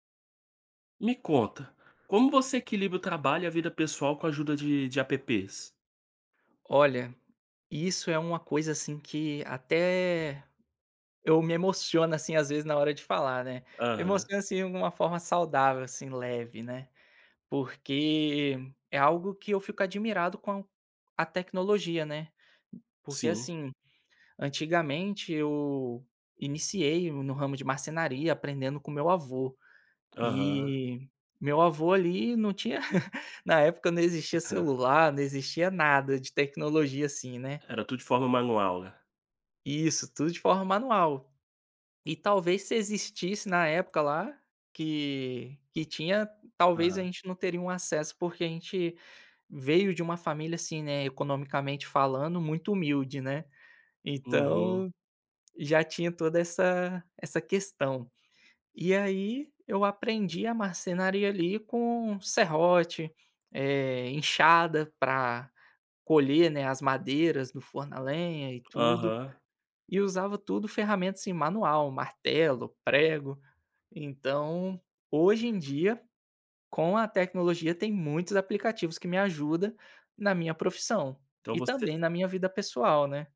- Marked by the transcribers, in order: chuckle
- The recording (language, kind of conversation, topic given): Portuguese, podcast, Como você equilibra trabalho e vida pessoal com a ajuda de aplicativos?